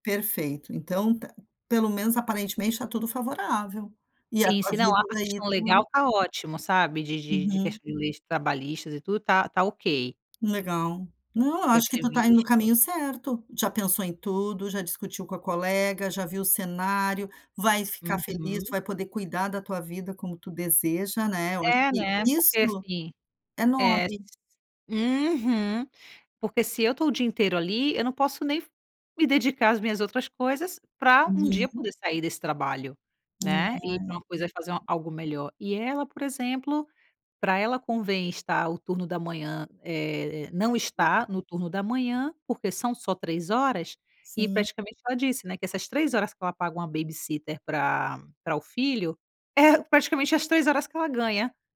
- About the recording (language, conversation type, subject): Portuguese, advice, Como posso negociar com meu chefe a redução das minhas tarefas?
- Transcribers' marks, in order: tapping; other background noise; in English: "babysitter"